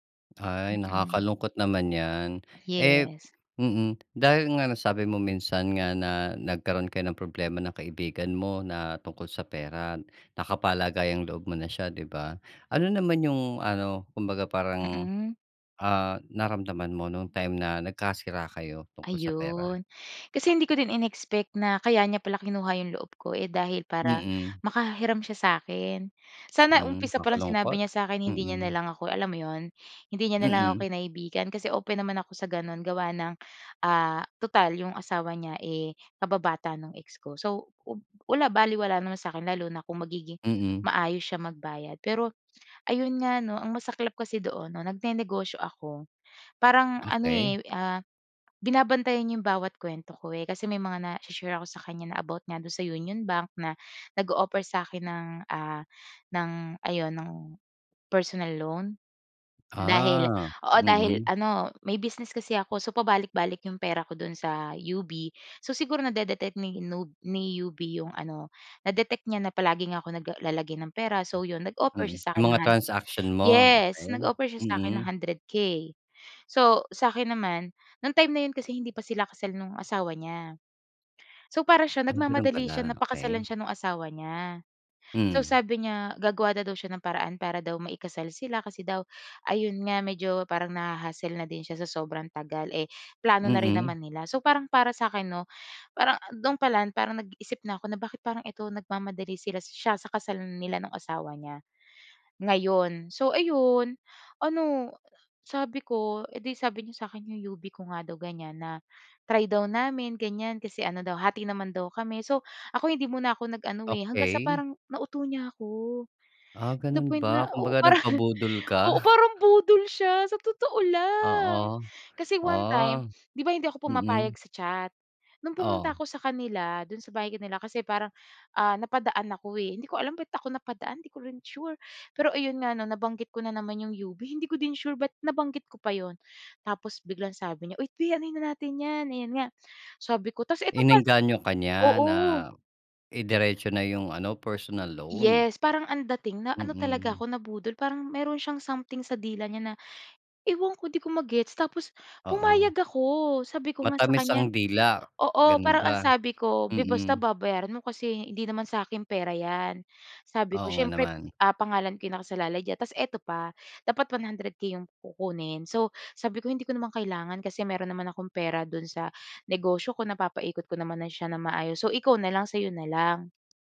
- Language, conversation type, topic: Filipino, podcast, Anong pangyayari ang nagbunyag kung sino ang mga tunay mong kaibigan?
- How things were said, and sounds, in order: tapping; other background noise; stressed: "ngayon"; laugh